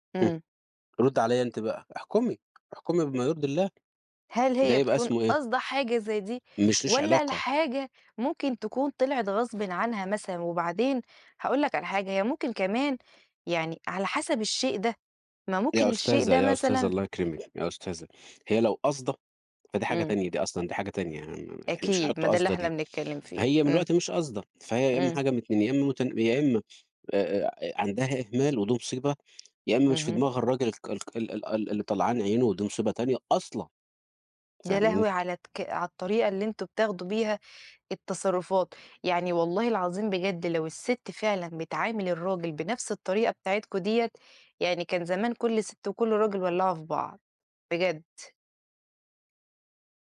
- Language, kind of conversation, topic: Arabic, unstructured, إزاي بتتعامل مع مشاعر الغضب بعد خناقة مع شريكك؟
- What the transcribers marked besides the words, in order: other background noise; stressed: "أصلًا"